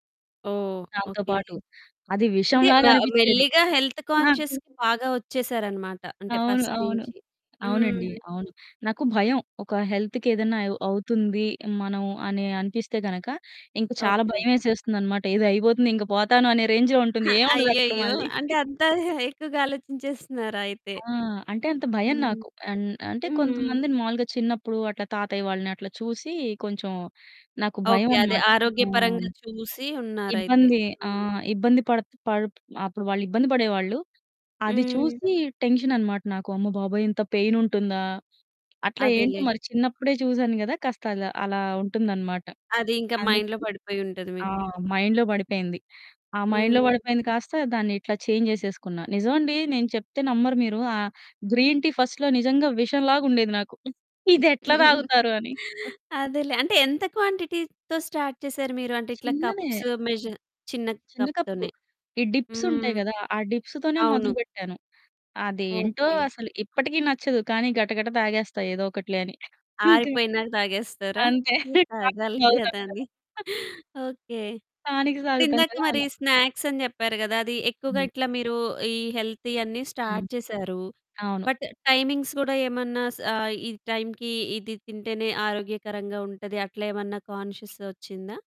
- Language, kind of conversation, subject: Telugu, podcast, ఇంట్లో తక్కువ సమయంలో తయారయ్యే ఆరోగ్యకరమైన స్నాక్స్ ఏవో కొన్ని సూచించగలరా?
- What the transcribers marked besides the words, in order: in English: "హెల్త్ కాన్షియస్‌కి"; in English: "ఫస్ట్"; in English: "హెల్త్‌కి"; in English: "రేంజ్‌లో"; giggle; distorted speech; in English: "టెన్షన్"; in English: "పెయిన్"; other background noise; in English: "మైండ్‌లో"; in English: "మైండ్‌లో"; in English: "మైండ్‌లో"; in English: "చేంజ్"; in English: "గ్రీన్ టీ ఫస్ట్‌లో"; giggle; in English: "క్వాంటిటీతో స్టార్ట్"; in English: "కప్స్ మెజర్"; in English: "డిప్స్"; in English: "కప్‌తోనే"; in English: "డిప్స్‌తోనే"; giggle; in English: "టానిక్"; in English: "స్నాక్స్"; in English: "టానిక్స్"; in English: "హెల్తీ"; in English: "స్టార్ట్"; in English: "బట్ టైమింగ్స్"; in English: "కాన్షియస్"